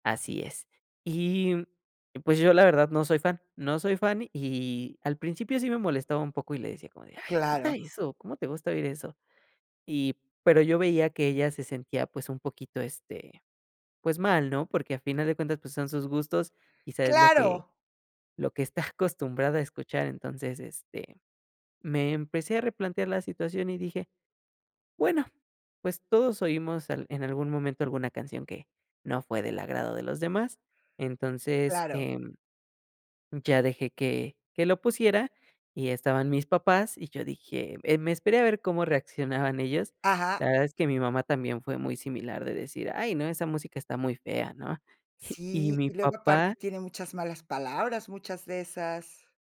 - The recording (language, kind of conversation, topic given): Spanish, podcast, ¿Cómo manejas las canciones que a algunas personas les encantan y a otras no les gustan?
- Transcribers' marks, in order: laughing while speaking: "está"; laughing while speaking: "Y"